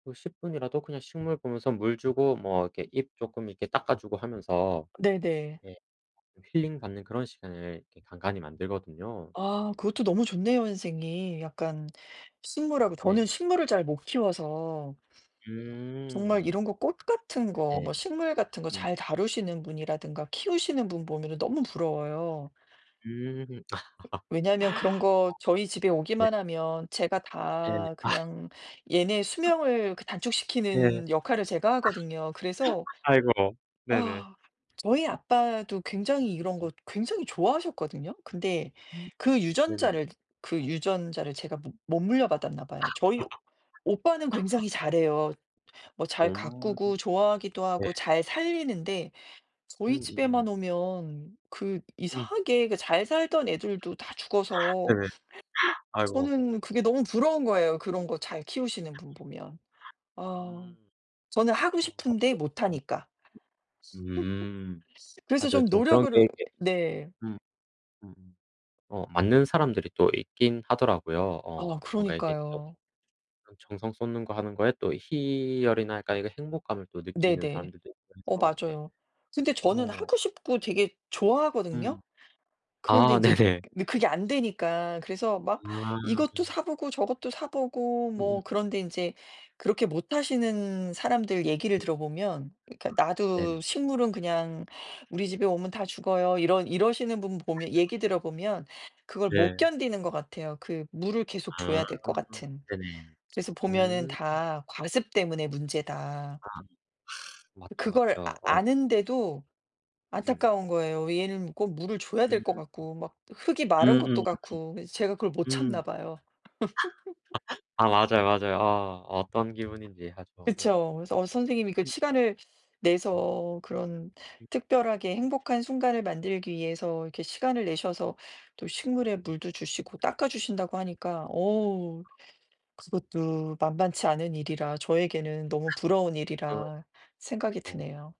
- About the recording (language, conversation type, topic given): Korean, unstructured, 하루 중 가장 행복한 순간은 언제인가요?
- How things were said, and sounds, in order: other background noise; laugh; tapping; other noise; laugh; laugh; laugh; laugh; unintelligible speech; laugh; laughing while speaking: "네네"; laugh; laugh; laugh; unintelligible speech; unintelligible speech; laugh; unintelligible speech